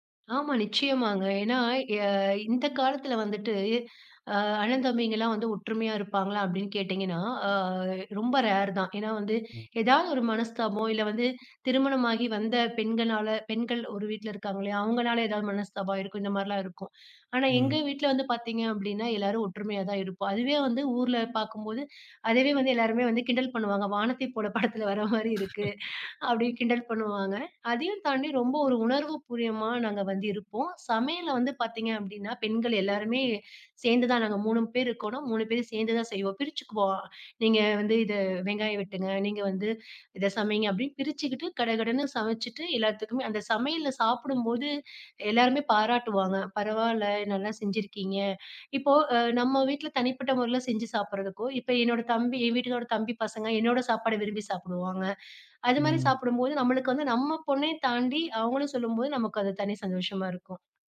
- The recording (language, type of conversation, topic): Tamil, podcast, ஒரு பெரிய விருந்துச் சமையலை முன்கூட்டியே திட்டமிடும்போது நீங்கள் முதலில் என்ன செய்வீர்கள்?
- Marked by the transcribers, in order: in English: "ரேர்"; laughing while speaking: "படத்தில வர மாரி இருக்கு"; laugh; "பூர்வமா" said as "பூரியமா"